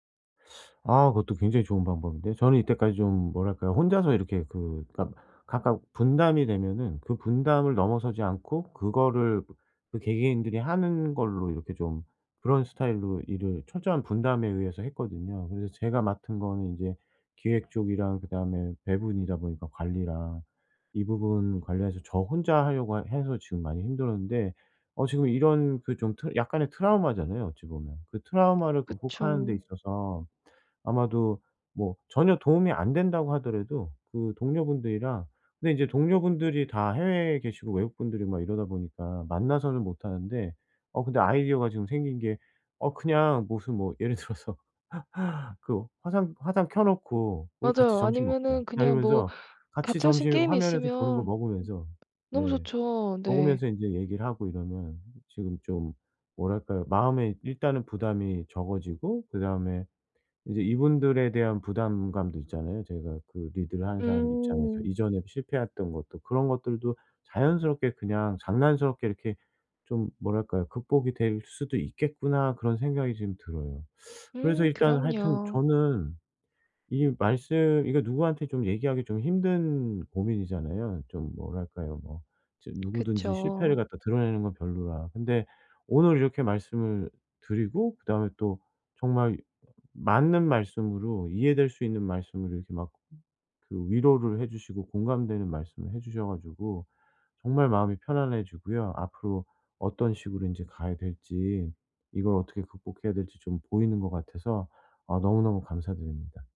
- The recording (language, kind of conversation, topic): Korean, advice, 실패가 두려워 새로운 일에 도전하기 어려울 때 어떻게 하면 극복할 수 있을까요?
- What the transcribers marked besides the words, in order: tapping; other background noise; laughing while speaking: "예를 들어서"